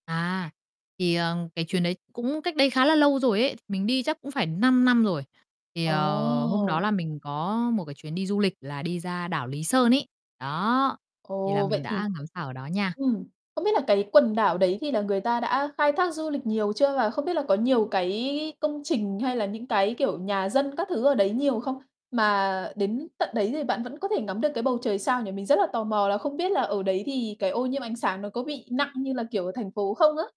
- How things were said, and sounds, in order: tapping
- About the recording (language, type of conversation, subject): Vietnamese, podcast, Bạn có thể kể về một lần ngắm bầu trời sao mà bạn không thể nào quên không?